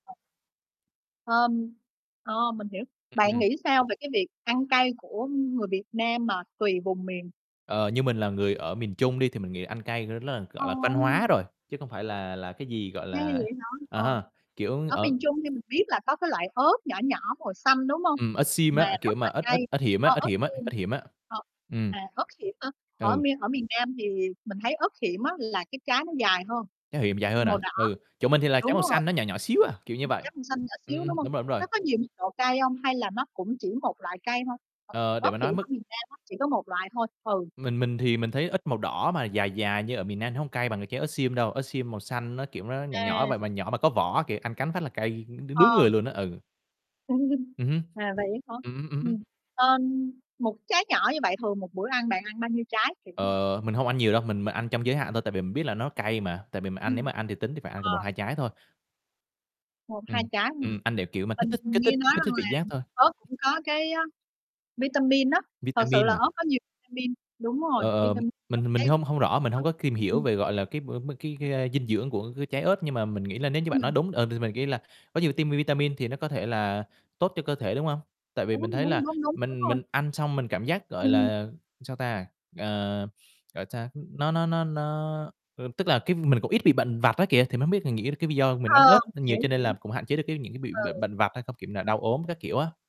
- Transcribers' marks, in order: tapping; distorted speech; static; other background noise; chuckle
- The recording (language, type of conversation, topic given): Vietnamese, unstructured, Bạn nghĩ sao về việc ăn đồ ăn quá cay?
- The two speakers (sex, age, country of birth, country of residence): female, 50-54, Vietnam, Vietnam; male, 25-29, Vietnam, Vietnam